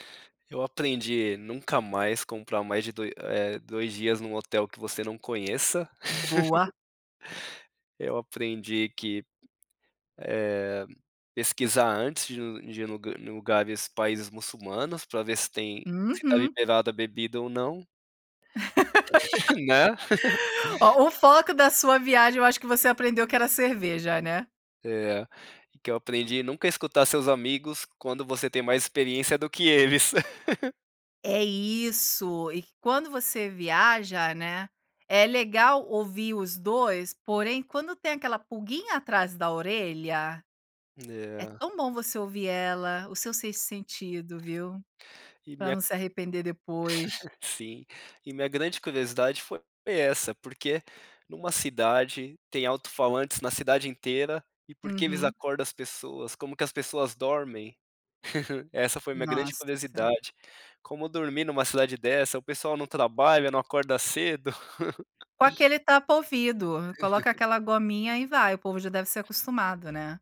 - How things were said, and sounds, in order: laugh; laugh; laugh; laugh; giggle; laugh
- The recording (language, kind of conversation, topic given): Portuguese, podcast, Me conta sobre uma viagem que despertou sua curiosidade?